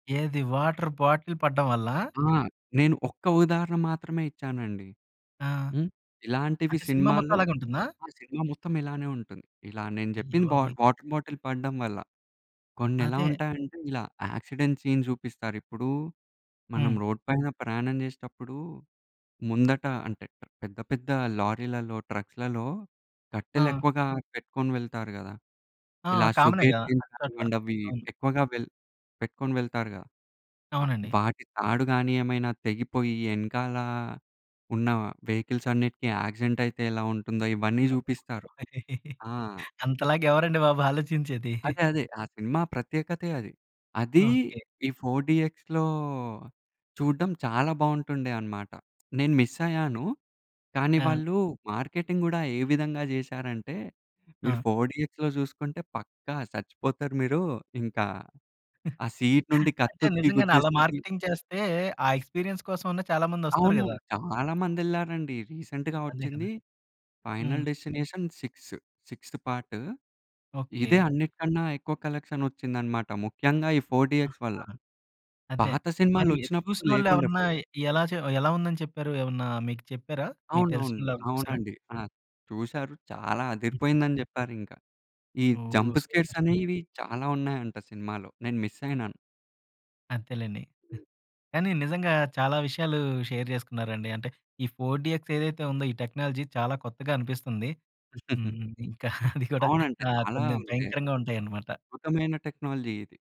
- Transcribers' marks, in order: in English: "వాటర్ బాటిల్"; in English: "వాటర్ బాటిల్"; in English: "యాక్సిడెంట్ సీన్స్"; in English: "రోడ్"; in English: "షుగర్ కేన్"; in English: "వెహికల్స్"; in English: "యాక్సిడెంట్"; laugh; chuckle; in English: "ఫోర్ డీఎక్స్‌లో"; in English: "మిస్"; other background noise; other noise; in English: "మార్కెటింగ్"; in English: "ఫోర్ డీఎక్స్‌లో"; in English: "సీన్"; chuckle; in English: "మార్కెటింగ్"; in English: "ఎక్స్‌పీరియన్స్"; in English: "రీసెంట్‌గా"; in English: "ఫైనల్ డెస్టినేషన్ సిక్స్ సిక్స్‌థ్"; in English: "కలెక్షన్"; in English: "ఫోర్ డీఎక్స్"; in English: "ఫోర్ డీ"; in English: "జంప్ స్కేర్స్"; in English: "సూపర్"; in English: "మిస్"; in English: "షేర్"; in English: "ఫోర్ డీఎక్స్"; in English: "టెక్నాలజీ"; giggle; laughing while speaking: "ఇంకా అది గుడా"; in English: "టెక్నాలజీ"
- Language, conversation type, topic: Telugu, podcast, బిగ్ స్క్రీన్ అనుభవం ఇంకా ముఖ్యం అనుకుంటావా, ఎందుకు?